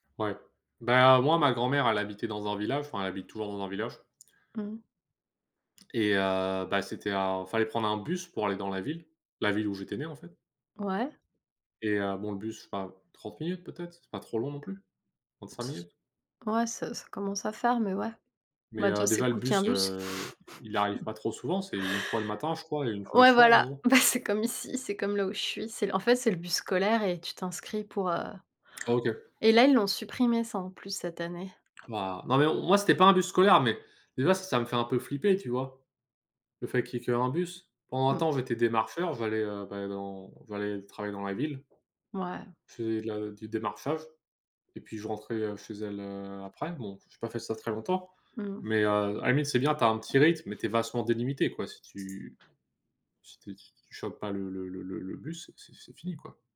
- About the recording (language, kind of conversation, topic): French, unstructured, Qu’est-ce qui vous attire le plus : vivre en ville ou à la campagne ?
- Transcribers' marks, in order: chuckle; laughing while speaking: "Bah"; other background noise